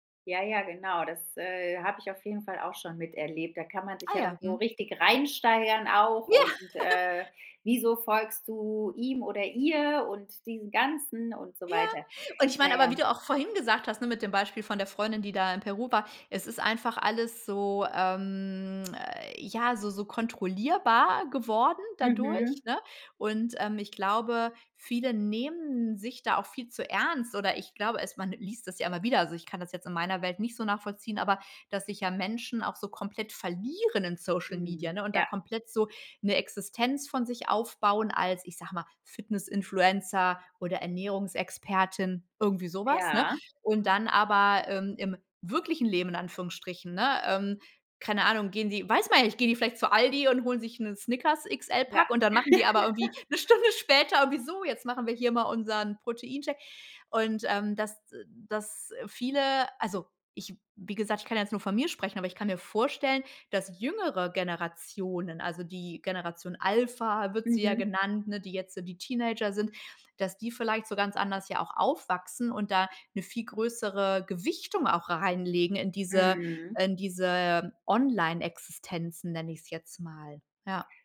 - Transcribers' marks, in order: other background noise; laughing while speaking: "Ja"; laugh; stressed: "reinsteigern"; drawn out: "ähm"; stressed: "verlieren"; laugh; laughing while speaking: "'ne Stunde"; stressed: "Gewichtung"
- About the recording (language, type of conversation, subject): German, podcast, Wie haben soziale Medien aus deiner Sicht deine Beziehungen verändert?